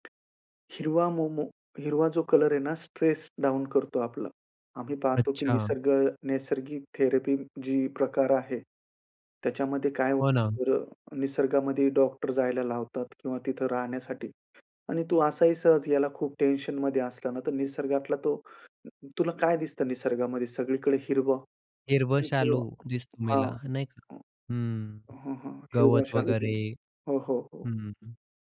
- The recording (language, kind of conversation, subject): Marathi, podcast, प्रकाशाचा उपयोग करून मनाचा मूड कसा बदलता येईल?
- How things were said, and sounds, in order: other background noise; in English: "थेरपी"; tapping; other noise; unintelligible speech